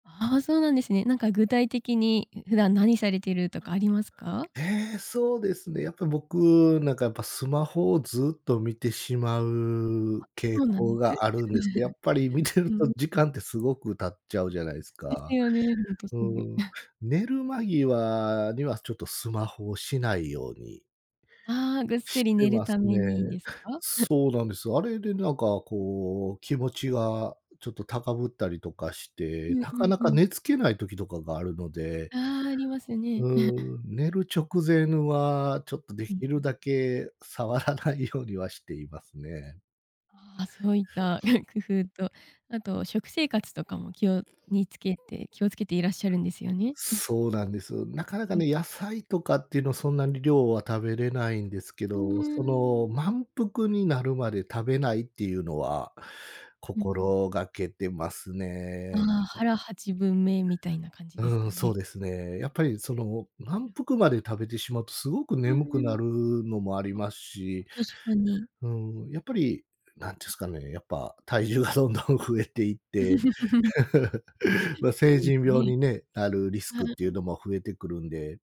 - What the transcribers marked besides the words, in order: other background noise; tapping; chuckle; chuckle; other noise; chuckle; chuckle; chuckle; chuckle; chuckle
- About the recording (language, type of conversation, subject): Japanese, podcast, 心が折れそうなとき、どうやって立て直していますか？